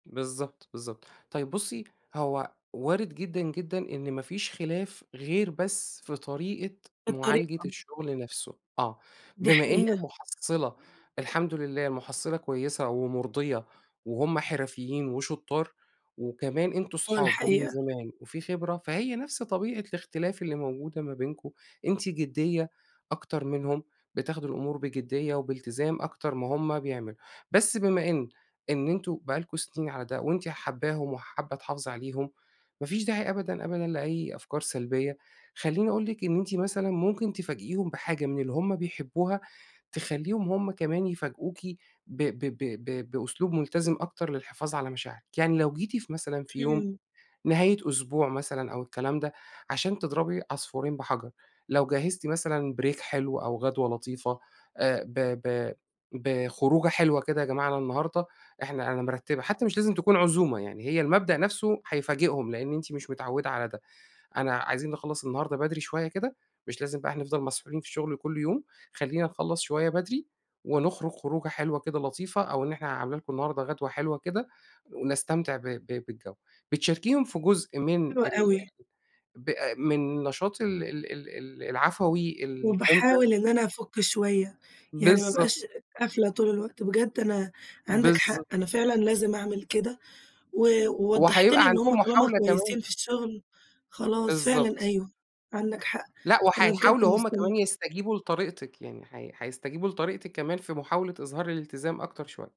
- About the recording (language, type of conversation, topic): Arabic, advice, إزاي ممكن أكون حاسس/ة بالعزلة وسط مجموعة حتى وأنا معاهم؟
- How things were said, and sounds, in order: in English: "break"; tapping; unintelligible speech